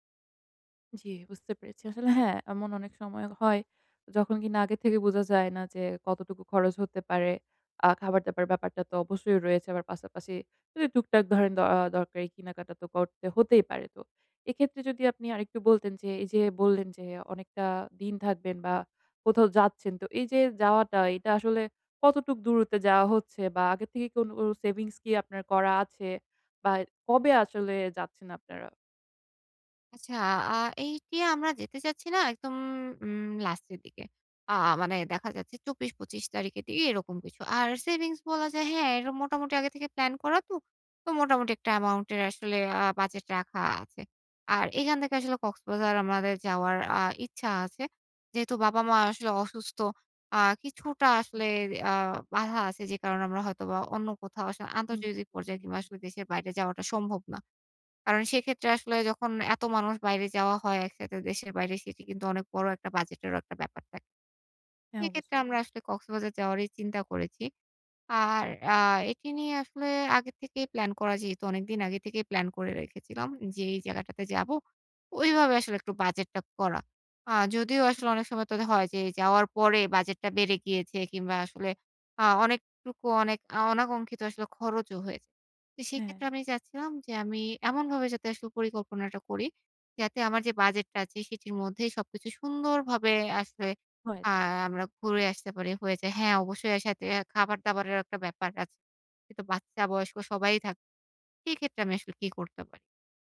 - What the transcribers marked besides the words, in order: tapping; unintelligible speech
- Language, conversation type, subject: Bengali, advice, ভ্রমণের জন্য কীভাবে বাস্তবসম্মত বাজেট পরিকল্পনা করে সাশ্রয় করতে পারি?